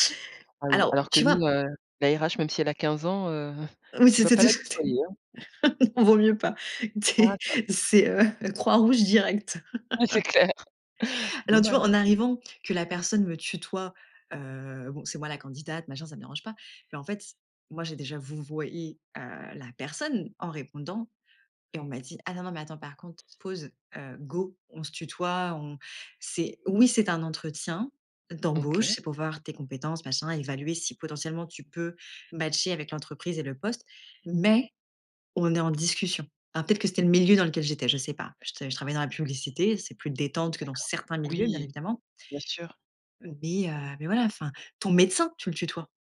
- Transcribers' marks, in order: laughing while speaking: "Oui, c'était de ce côté … croix rouge direct"; chuckle; chuckle; laughing while speaking: "Oui, c'est clair"; stressed: "oui"; stressed: "mais"; stressed: "médecin"
- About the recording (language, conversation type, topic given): French, podcast, Comment ajustez-vous votre ton en fonction de votre interlocuteur ?
- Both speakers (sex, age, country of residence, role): female, 30-34, France, guest; female, 45-49, France, host